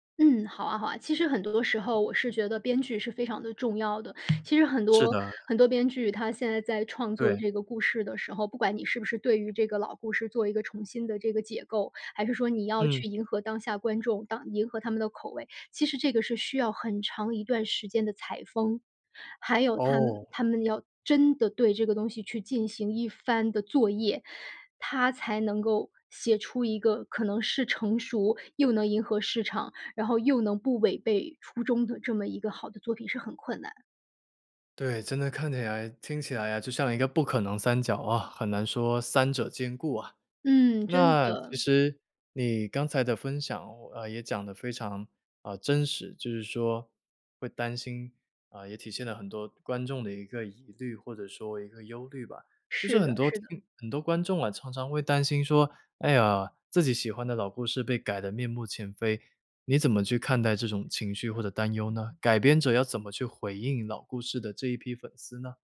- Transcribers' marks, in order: tapping
- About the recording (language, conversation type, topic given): Chinese, podcast, 为什么老故事总会被一再翻拍和改编？